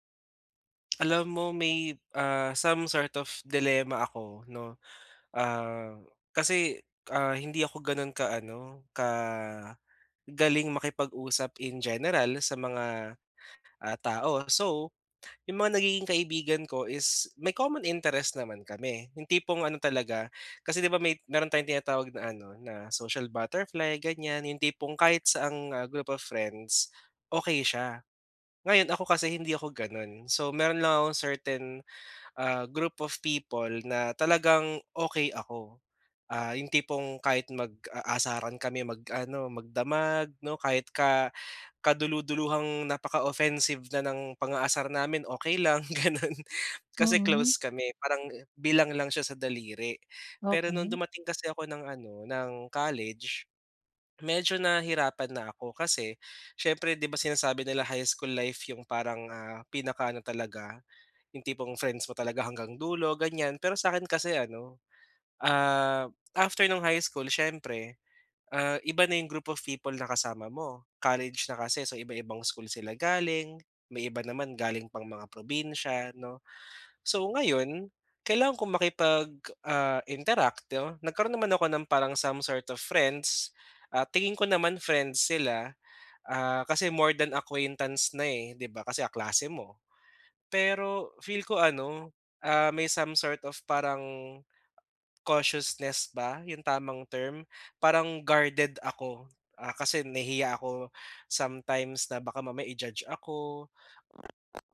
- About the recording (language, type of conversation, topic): Filipino, advice, Paano ako mananatiling totoo sa sarili habang nakikisama sa mga kaibigan?
- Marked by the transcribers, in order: in English: "some sort of dilemma"; laughing while speaking: "gano'n"